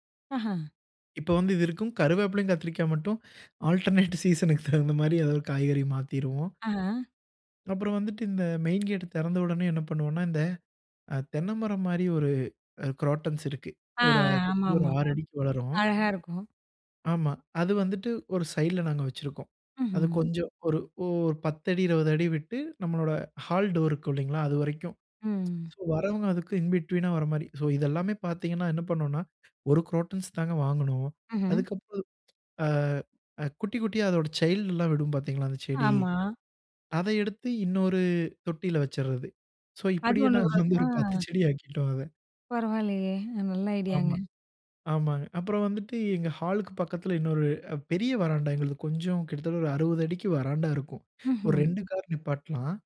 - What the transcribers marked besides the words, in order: laughing while speaking: "ஆல்டர்னேட் சீசன்க்கு தகுந்த மாரி"; in English: "ஆல்டர்னேட் சீசன்க்கு"; tapping; in English: "மெயின் கேட்"; in English: "குரோட்டன்ஸ்"; in English: "ஹால் டோர்"; lip smack; in English: "சோ"; in English: "இன் பிட்வீன்னா"; in English: "சோ"; in English: "குரோட்டன்ஸ்"; other background noise; in English: "சைல்ட்லாம்"; in English: "சோ"; laughing while speaking: "நாங்க வந்து ஒரு பத்து செடி ஆக்கிட்டோம் அத"; unintelligible speech
- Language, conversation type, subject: Tamil, podcast, சிறிய வீட்டை வசதியாகவும் விசாலமாகவும் மாற்ற நீங்கள் என்னென்ன வழிகளைப் பயன்படுத்துகிறீர்கள்?